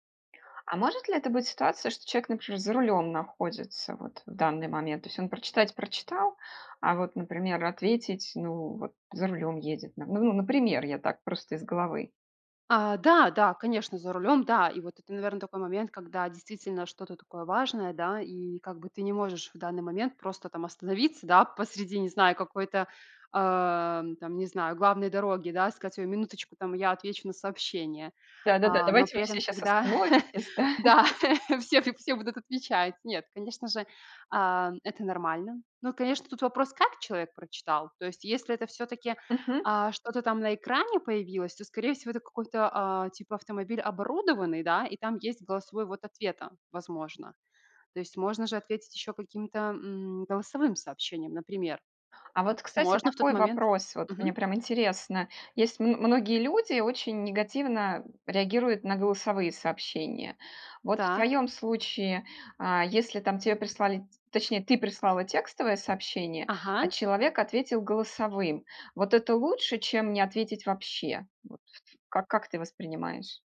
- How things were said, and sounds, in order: laughing while speaking: "да"; laughing while speaking: "когда Да, всех и всё будут отвечать"
- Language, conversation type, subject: Russian, podcast, Как ты реагируешь, когда видишь «прочитано», но ответа нет?